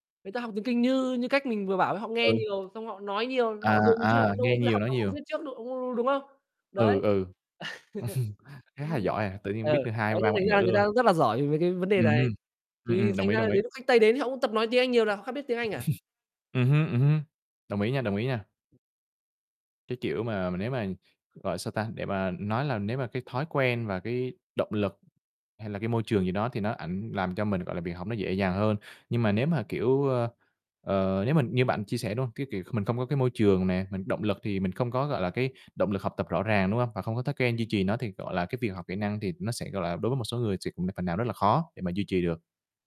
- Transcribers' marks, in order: chuckle; tapping; chuckle
- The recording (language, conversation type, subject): Vietnamese, unstructured, Bạn nghĩ việc học một kỹ năng mới có khó không?